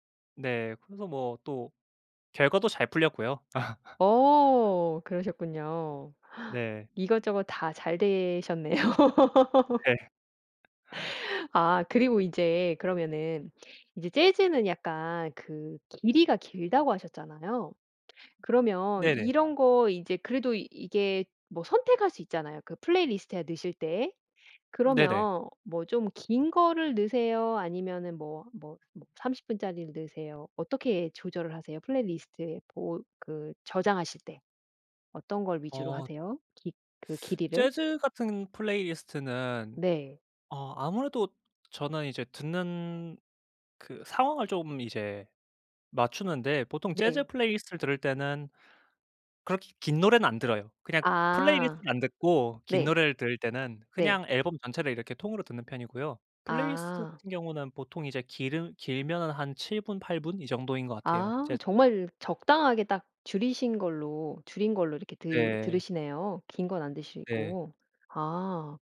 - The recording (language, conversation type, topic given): Korean, podcast, 요즘 음악을 어떤 스타일로 즐겨 들으시나요?
- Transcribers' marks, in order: other background noise; laugh; gasp; laughing while speaking: "되셨네요"; laugh; laughing while speaking: "네"